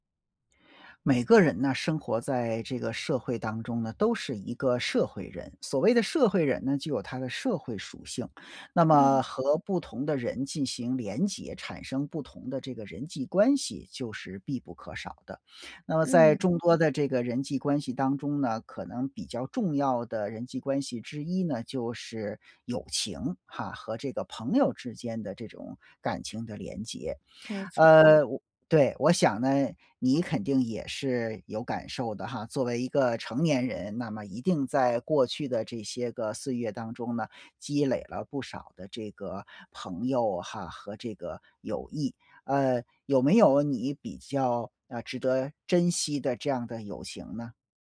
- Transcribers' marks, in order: none
- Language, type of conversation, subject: Chinese, podcast, 什么时候你会选择结束一段友情？